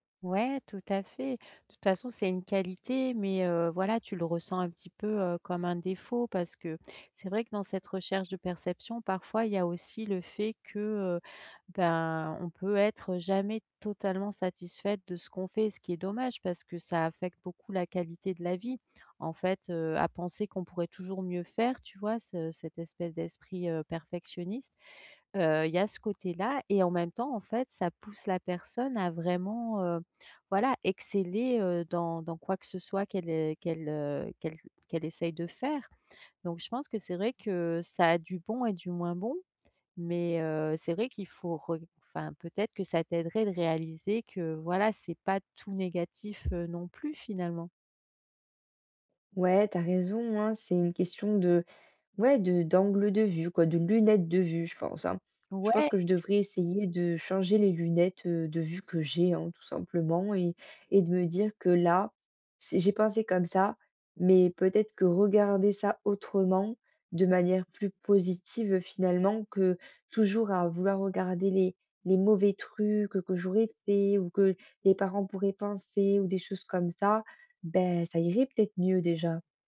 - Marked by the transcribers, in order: none
- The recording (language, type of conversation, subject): French, advice, Comment puis-je être moi-même chaque jour sans avoir peur ?